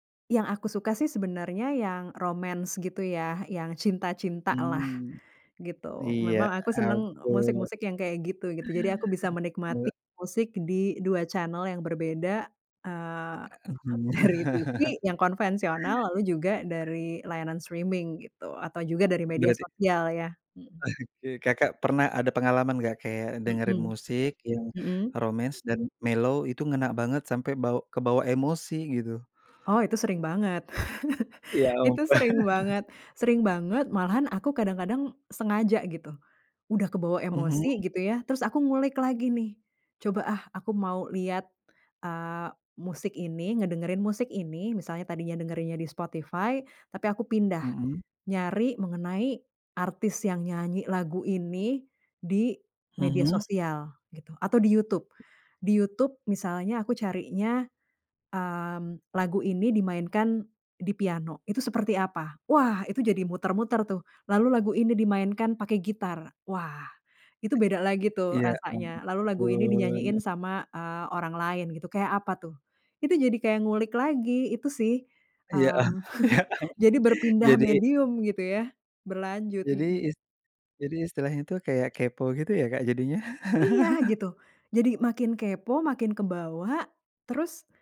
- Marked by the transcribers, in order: in English: "romance"; chuckle; laughing while speaking: "dari"; chuckle; other background noise; in English: "streaming"; laughing while speaking: "oke"; in English: "romance"; in English: "mellow"; tapping; chuckle; laughing while speaking: "ampun"; chuckle; laughing while speaking: "ah ya ampun"; chuckle; chuckle
- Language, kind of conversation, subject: Indonesian, podcast, Bagaimana pengaruh media sosial terhadap cara kita menikmati musik?